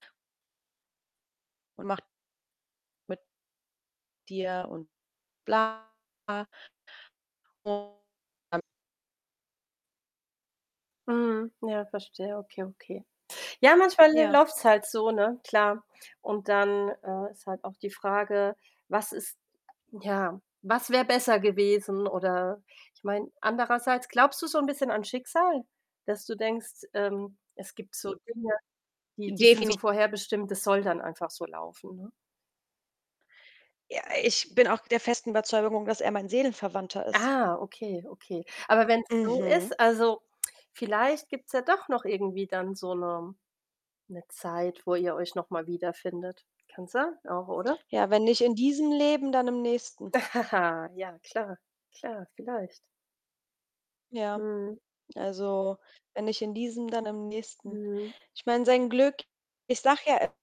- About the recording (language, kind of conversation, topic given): German, unstructured, Was bedeutet Glück für dich persönlich?
- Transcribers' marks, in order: distorted speech; unintelligible speech; static; tapping; other background noise; laugh